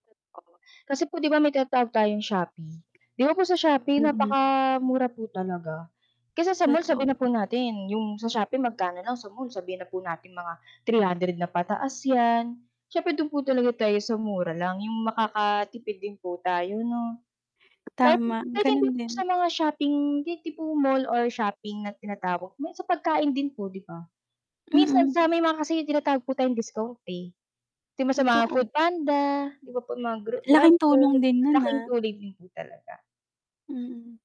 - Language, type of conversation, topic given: Filipino, unstructured, Ano ang mas gusto mo: mamili online o mamili sa mall?
- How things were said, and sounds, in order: distorted speech; static; other background noise